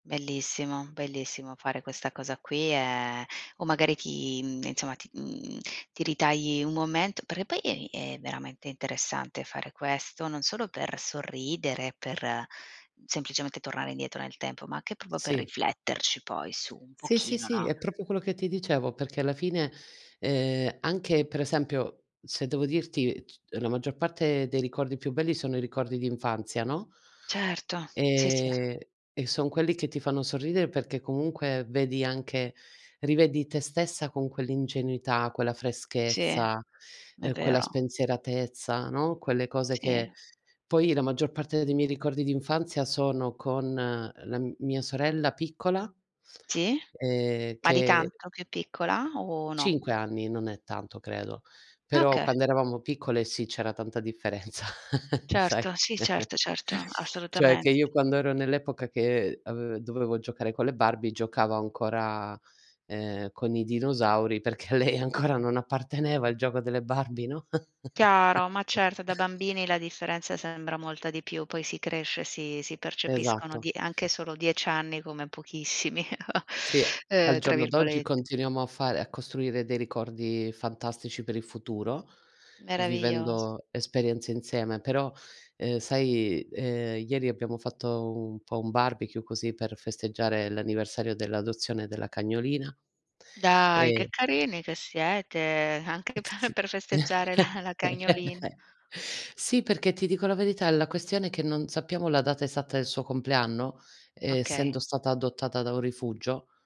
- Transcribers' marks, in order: "Okay" said as "oka"; laughing while speaking: "differenza, sai"; other background noise; chuckle; laughing while speaking: "perché a lei ancora"; laughing while speaking: "apparteneva"; laughing while speaking: "Barbie"; chuckle; chuckle; tapping; drawn out: "siete"; laughing while speaking: "p"; chuckle; laughing while speaking: "la"
- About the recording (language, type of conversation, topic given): Italian, unstructured, Qual è un ricordo d’infanzia che ti fa sorridere?